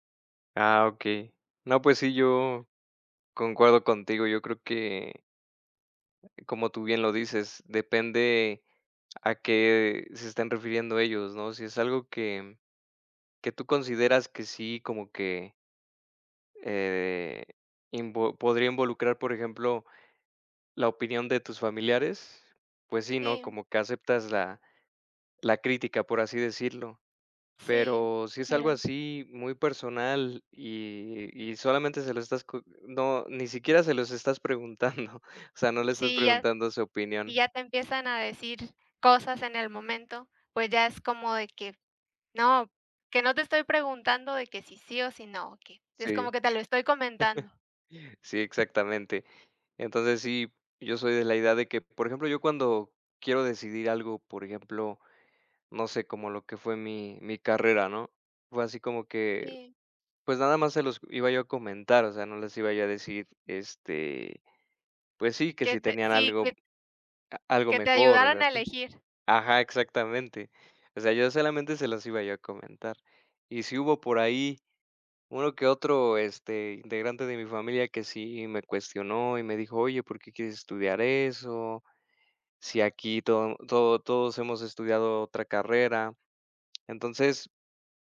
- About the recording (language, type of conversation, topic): Spanish, unstructured, ¿Cómo reaccionas si un familiar no respeta tus decisiones?
- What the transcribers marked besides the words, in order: other noise; unintelligible speech; laughing while speaking: "preguntando"; chuckle; other background noise